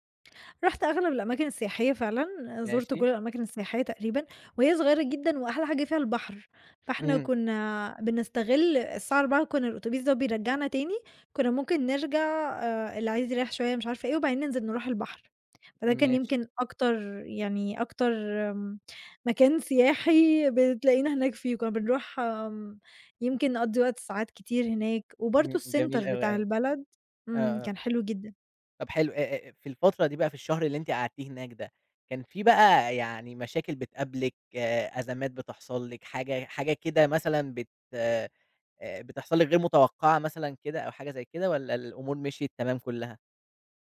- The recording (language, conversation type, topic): Arabic, podcast, احكيلي عن مغامرة سفر ما هتنساها أبدًا؟
- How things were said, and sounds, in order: in English: "الcenter"